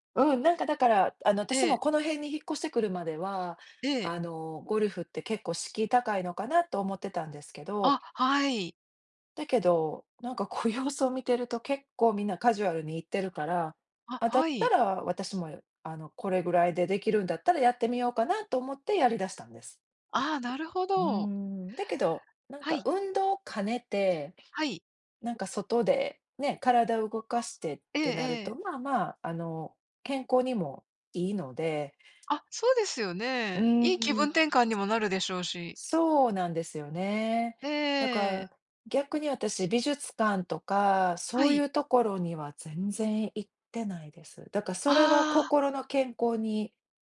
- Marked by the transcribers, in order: other background noise
- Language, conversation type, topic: Japanese, unstructured, 休日はアクティブに過ごすのとリラックスして過ごすのと、どちらが好きですか？